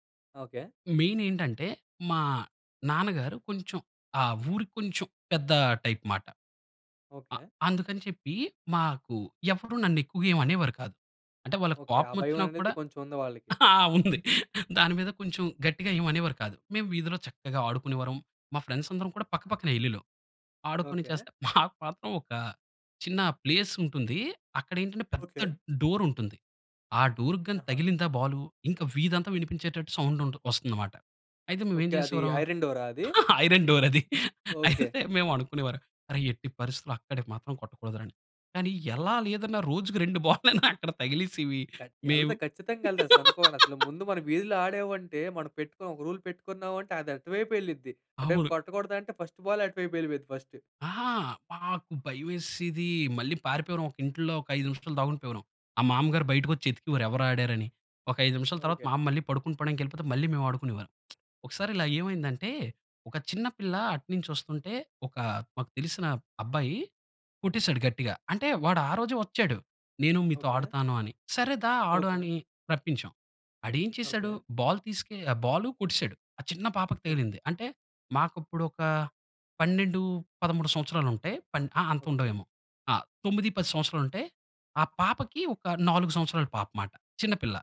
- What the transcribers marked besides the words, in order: in English: "మెయిన్"; in English: "టైప్"; laughing while speaking: "ఉంది"; in English: "ఫ్రెండ్స్"; chuckle; in English: "ప్లేస్"; stressed: "పెద్ద"; in English: "డోర్"; in English: "డోర్‌కి"; in English: "ఐరన్ డోర్"; laughing while speaking: "ఐరన్ డోర్ అది. అయితే మేము అనుకునేవారం"; in English: "ఐరన్ డోర్"; laughing while speaking: "రెండు బాల్ లన్న, అక్కడ తగిలేసేవి"; laugh; in English: "రూల్"; in English: "ఫస్ట్"; in English: "ఫస్ట్"; lip smack
- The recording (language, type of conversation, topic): Telugu, podcast, వీధిలో ఆడే ఆటల గురించి నీకు ఏదైనా మధురమైన జ్ఞాపకం ఉందా?